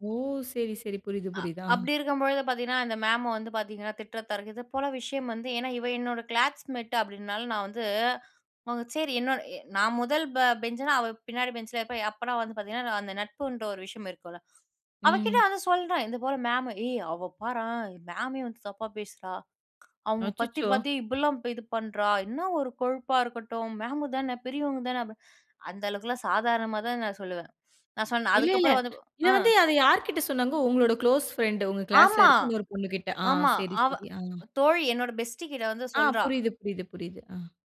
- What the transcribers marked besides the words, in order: drawn out: "ஓ!"; in English: "கிளாஸ்மெட்டு"; in English: "குளோஸ் ஃபிரெண்ட்டு"; in English: "பெஸ்டி"; drawn out: "புரியுது, புரியுது, புரியுது"
- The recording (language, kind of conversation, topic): Tamil, podcast, ஒரு நட்பில் ஏற்பட்ட பிரச்சனையை நீங்கள் எவ்வாறு கையாள்ந்தீர்கள்?